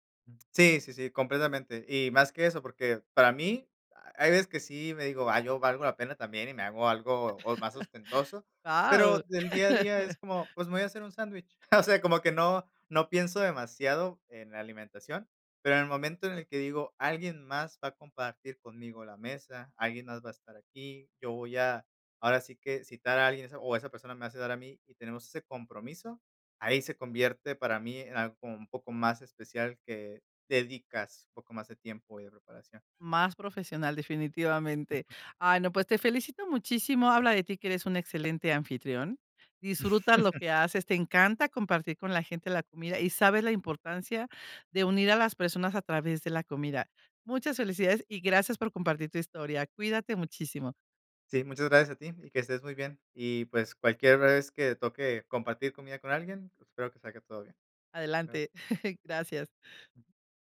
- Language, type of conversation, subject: Spanish, podcast, ¿Qué papel juegan las comidas compartidas en unir a la gente?
- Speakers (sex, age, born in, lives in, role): female, 55-59, Mexico, Mexico, host; male, 35-39, Mexico, Mexico, guest
- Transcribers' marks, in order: tapping; chuckle; chuckle; laughing while speaking: "O sea"; other background noise; chuckle; chuckle